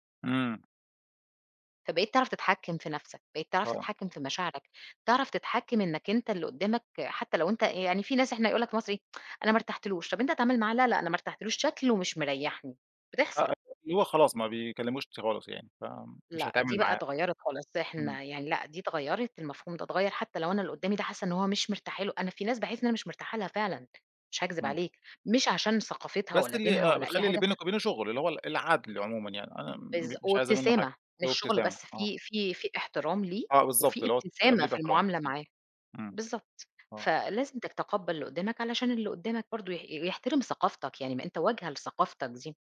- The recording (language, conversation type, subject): Arabic, podcast, إزاي ثقافتك بتأثر على شغلك؟
- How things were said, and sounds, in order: tsk